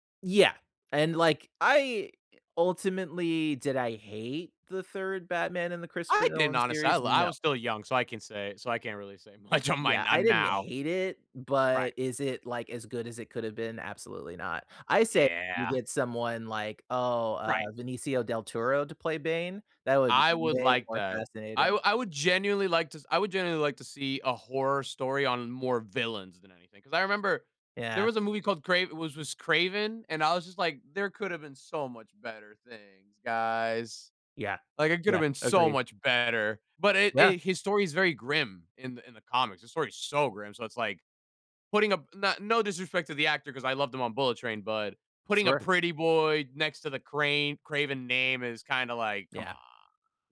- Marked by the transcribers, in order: laughing while speaking: "much"; "Benicio" said as "Venicio"; tapping
- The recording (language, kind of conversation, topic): English, unstructured, What film prop should I borrow, and how would I use it?